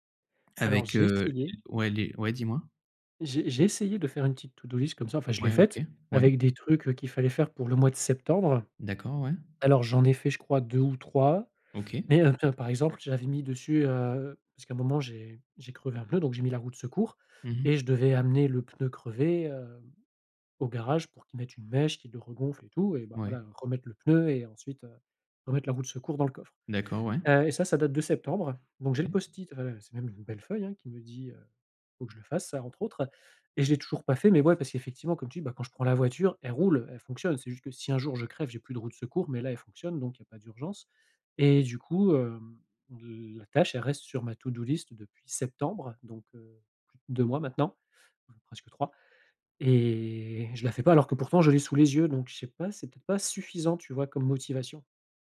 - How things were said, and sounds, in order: in English: "to-do list"; in English: "to-do list"
- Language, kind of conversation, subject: French, advice, Comment surmonter l’envie de tout remettre au lendemain ?